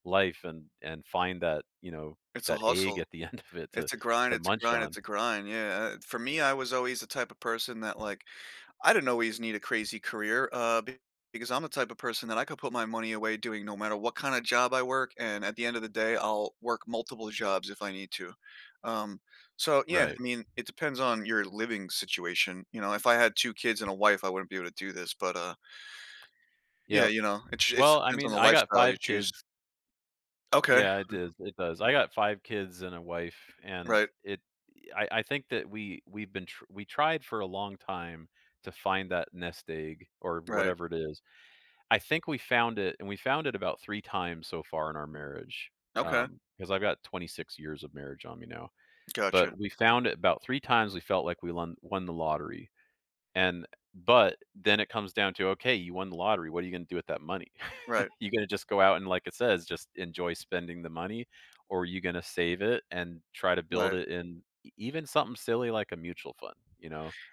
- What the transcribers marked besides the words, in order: laughing while speaking: "end of"; other background noise; tapping; chuckle
- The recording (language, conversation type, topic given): English, unstructured, How do you find a balance between saving for the future and enjoying life now?
- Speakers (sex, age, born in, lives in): male, 35-39, United States, United States; male, 50-54, Canada, United States